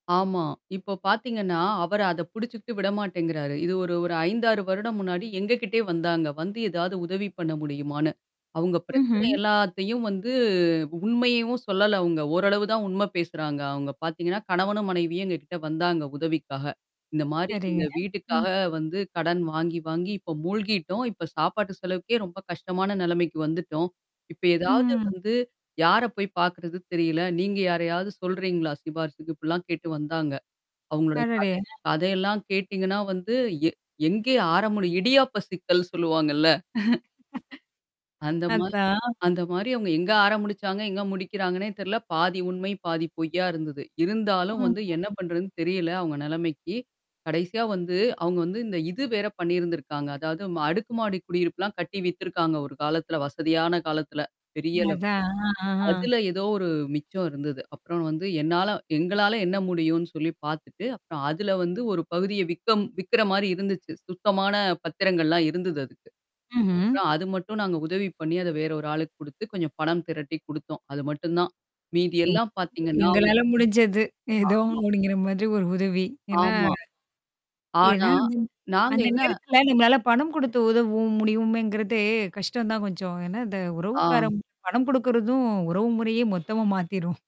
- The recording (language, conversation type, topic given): Tamil, podcast, மற்றவர்களின் தவறுகளில் இருந்து நீங்கள் என்ன கற்றுக்கொண்டீர்கள்?
- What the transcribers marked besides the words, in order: static; distorted speech; drawn out: "வந்து"; drawn out: "ம்"; mechanical hum; "ஆரம்பிக்கிது" said as "ஆரமுனு"; chuckle; "ஆரம்பிச்சாங்க" said as "ஆரமுடிச்சாங்க"; tapping; laughing while speaking: "ஏதோ அப்பிடிங்கிற"; chuckle